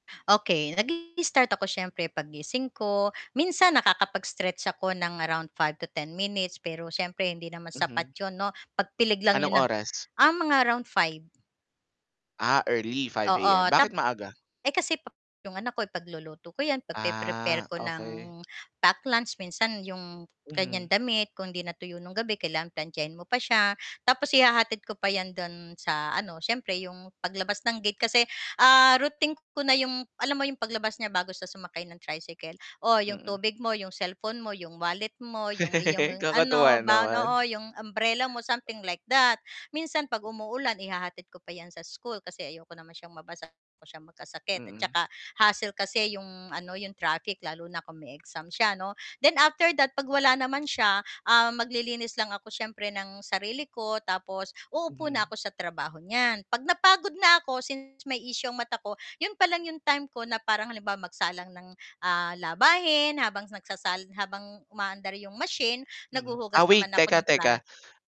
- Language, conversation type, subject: Filipino, advice, Paano ko mababalanse ang personal na oras at mga responsibilidad sa pamilya?
- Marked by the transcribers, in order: distorted speech; other background noise; chuckle; in English: "something like that"; tapping